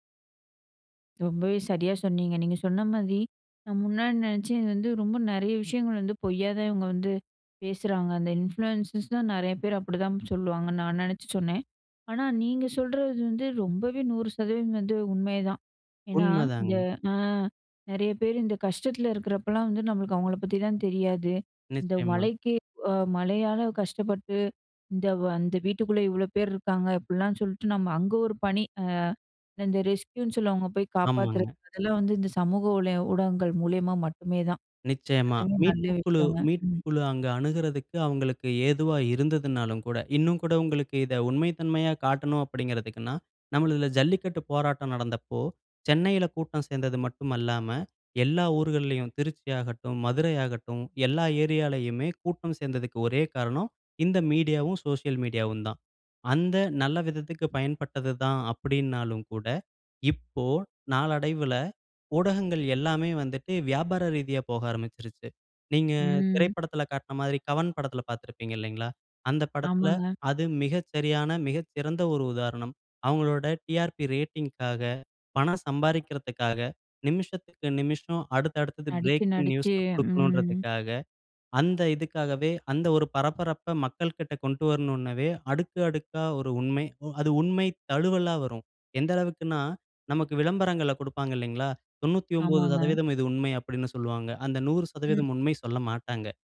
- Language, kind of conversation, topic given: Tamil, podcast, சமூக ஊடகங்களில் வரும் தகவல் உண்மையா பொய்யா என்பதை நீங்கள் எப்படிச் சரிபார்ப்பீர்கள்?
- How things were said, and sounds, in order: in English: "இன்ஃப்ளூயன்ர்ஸ்லாம்"; in English: "ரெஸ்க்யூன்னு"; other background noise; drawn out: "ம்"; in English: "பிரேக்கிங் நியூஸ்"